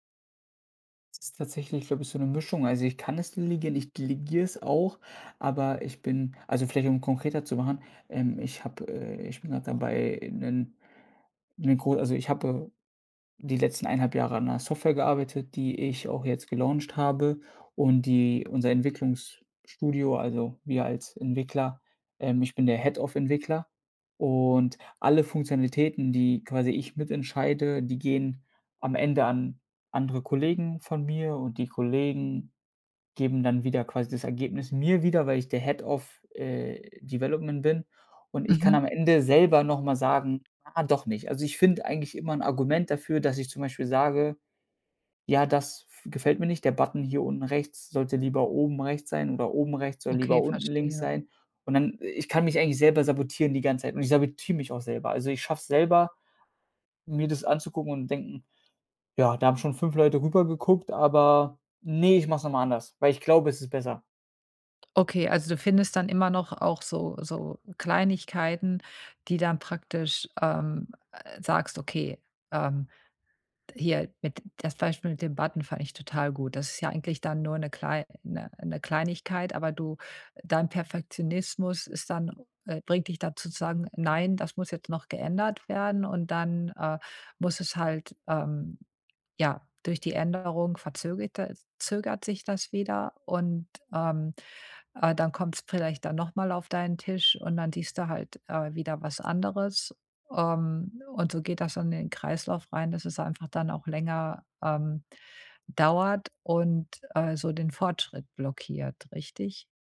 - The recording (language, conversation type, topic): German, advice, Wie blockiert mich Perfektionismus bei der Arbeit und warum verzögere ich dadurch Abgaben?
- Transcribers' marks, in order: in English: "gelauncht"; in English: "Head of"; in English: "Head of"; in English: "Development"